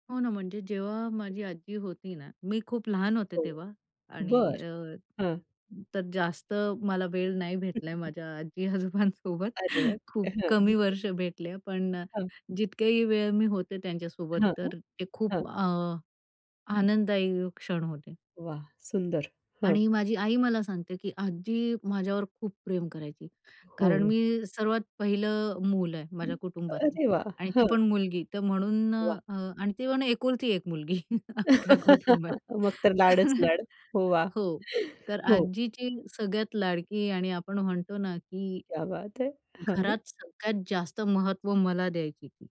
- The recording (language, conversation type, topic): Marathi, podcast, वयोवृद्धांना तुम्ही कसा सन्मान देता, आणि तुमचा अनुभव काय आहे?
- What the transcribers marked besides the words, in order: other background noise; chuckle; laughing while speaking: "आजी-आजोबांसोबत"; laughing while speaking: "हं, हं"; laugh; chuckle; laughing while speaking: "अख्ख्या कुटुंबात. तर"; tapping; in Hindi: "क्या बात है!"